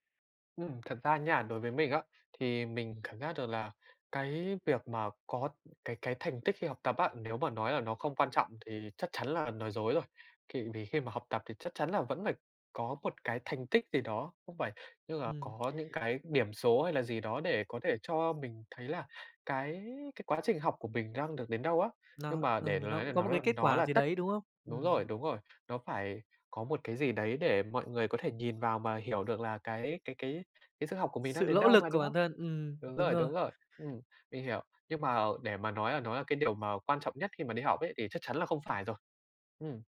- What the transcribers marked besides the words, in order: tapping; other background noise
- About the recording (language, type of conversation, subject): Vietnamese, podcast, Bạn bắt đầu yêu thích việc học từ khi nào và vì sao?